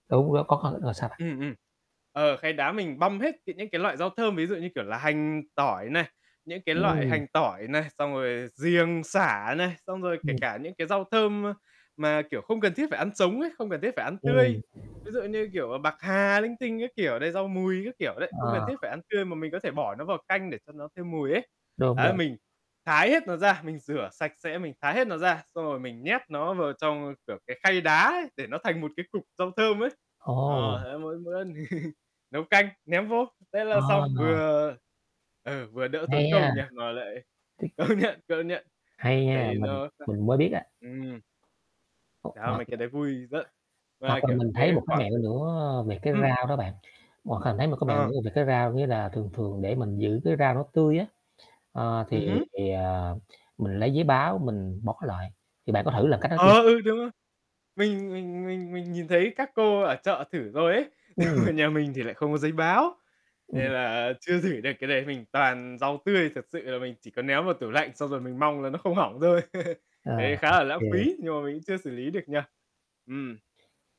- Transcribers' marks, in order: static; tapping; laugh; laughing while speaking: "công nhận"; unintelligible speech; unintelligible speech; other background noise; unintelligible speech; laugh; laugh
- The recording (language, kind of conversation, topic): Vietnamese, podcast, Làm sao để nấu ăn ngon mà không tốn nhiều tiền?